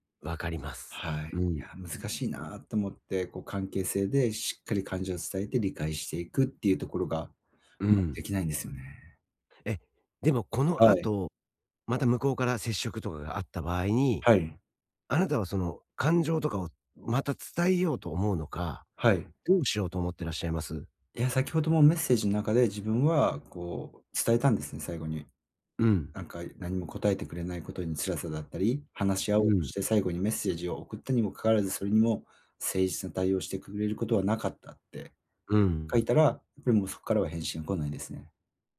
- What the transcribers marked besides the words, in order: tapping; other background noise
- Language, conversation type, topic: Japanese, advice, 別れの後、新しい関係で感情を正直に伝えるにはどうすればいいですか？